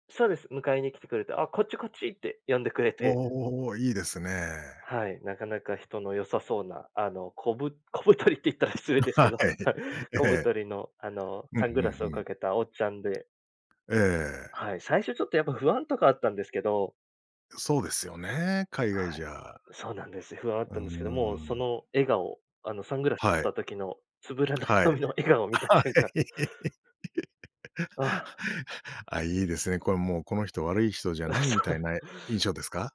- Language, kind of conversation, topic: Japanese, podcast, 旅先で出会った人との心温まるエピソードはありますか？
- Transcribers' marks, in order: other noise; laughing while speaking: "小太りって言ったら失礼 ですけど"; laughing while speaking: "はい"; laughing while speaking: "つぶらな瞳の笑顔を見た瞬間"; laughing while speaking: "はい"; laugh; laughing while speaking: "あ、そう"